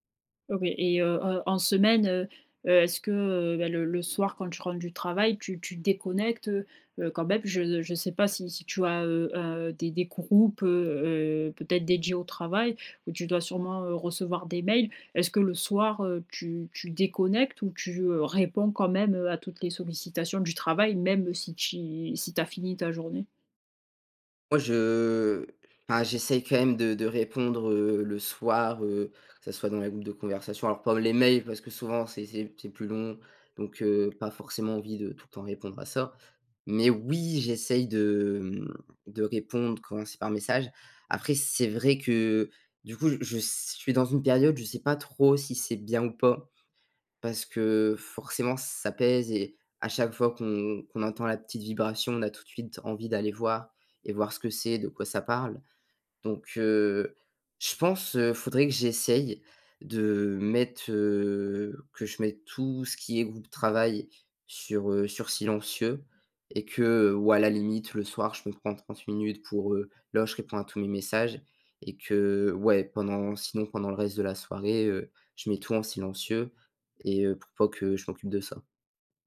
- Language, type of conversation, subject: French, podcast, Comment gères-tu ton équilibre entre vie professionnelle et vie personnelle au quotidien ?
- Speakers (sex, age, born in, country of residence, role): female, 25-29, France, France, host; male, 18-19, France, France, guest
- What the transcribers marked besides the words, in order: other background noise